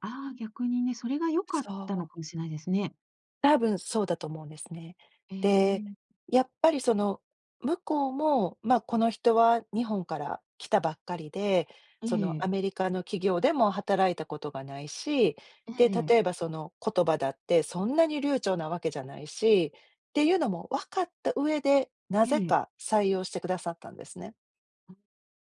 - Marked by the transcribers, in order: other background noise
- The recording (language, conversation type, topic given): Japanese, podcast, 支えになった人やコミュニティはありますか？